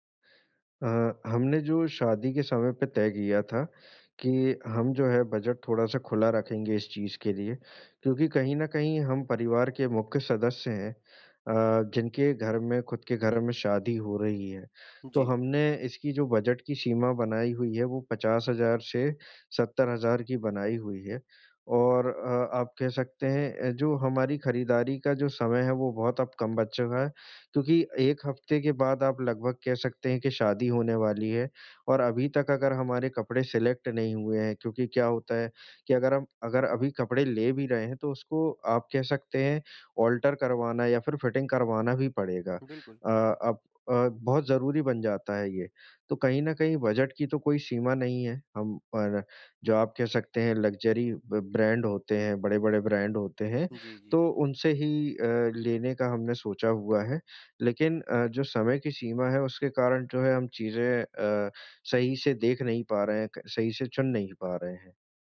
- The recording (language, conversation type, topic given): Hindi, advice, किसी खास मौके के लिए कपड़े और पहनावा चुनते समय दुविधा होने पर मैं क्या करूँ?
- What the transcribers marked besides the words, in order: in English: "बज़ट"; in English: "सेलेक्ट"; in English: "आल्टर"; in English: "फिटिंग"; in English: "बज़ट"; in English: "लग्ज़री"; other background noise